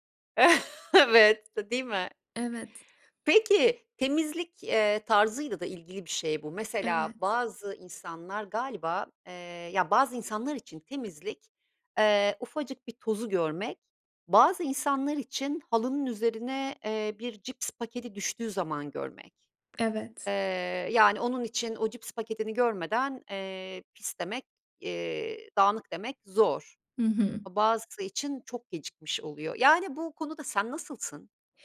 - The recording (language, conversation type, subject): Turkish, podcast, Ev işleri paylaşımında adaleti nasıl sağlarsınız?
- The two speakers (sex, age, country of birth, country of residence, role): female, 25-29, Turkey, Italy, guest; female, 50-54, Turkey, Italy, host
- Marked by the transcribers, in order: chuckle; tapping